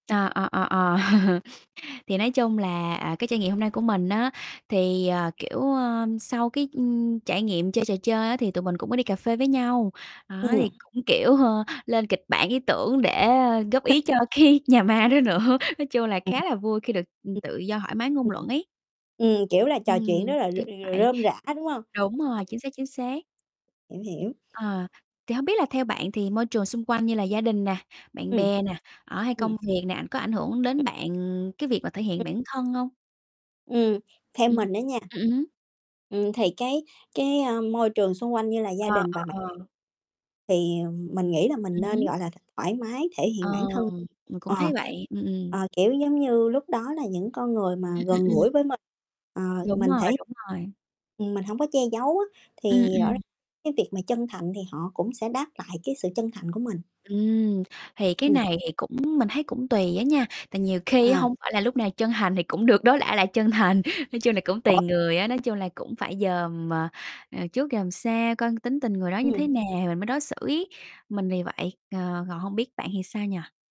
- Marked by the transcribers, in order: laugh; unintelligible speech; mechanical hum; tapping; unintelligible speech; laughing while speaking: "cái nhà ma đó nữa"; distorted speech; other noise; other background noise; chuckle
- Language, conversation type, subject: Vietnamese, unstructured, Điều gì khiến bạn cảm thấy mình thật sự là chính mình?
- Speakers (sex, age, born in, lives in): female, 30-34, Vietnam, Vietnam; female, 30-34, Vietnam, Vietnam